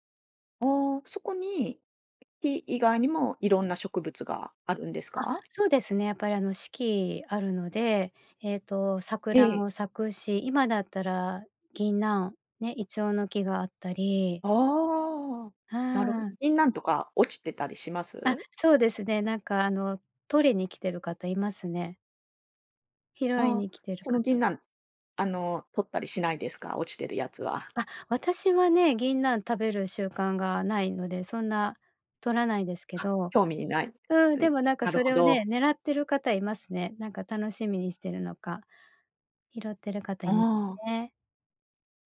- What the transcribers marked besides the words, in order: other background noise
- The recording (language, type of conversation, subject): Japanese, podcast, 散歩中に見つけてうれしいものは、どんなものが多いですか？